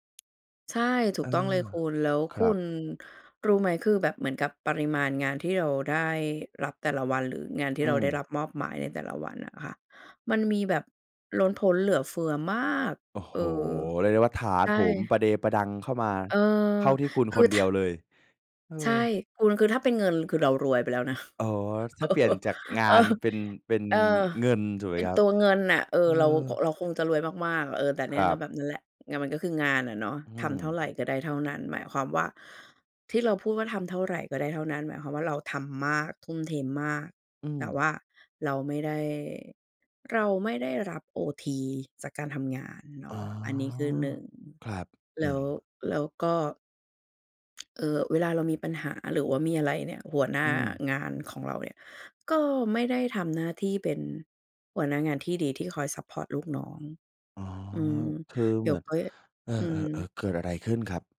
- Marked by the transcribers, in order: tapping; stressed: "มาก"; laughing while speaking: "เออ เออ"; other background noise; other noise
- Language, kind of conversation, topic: Thai, podcast, คุณช่วยเล่าเรื่องความล้มเหลวของคุณและวิธีลุกขึ้นมาใหม่ให้ฟังได้ไหม?